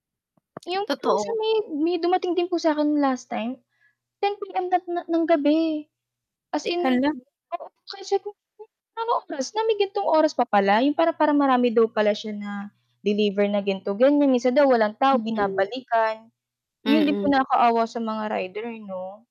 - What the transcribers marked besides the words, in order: lip smack; tapping; distorted speech; static; tongue click; "ganito-" said as "gento"
- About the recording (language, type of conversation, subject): Filipino, unstructured, Ano ang mas gusto mo: mamili online o mamili sa mall?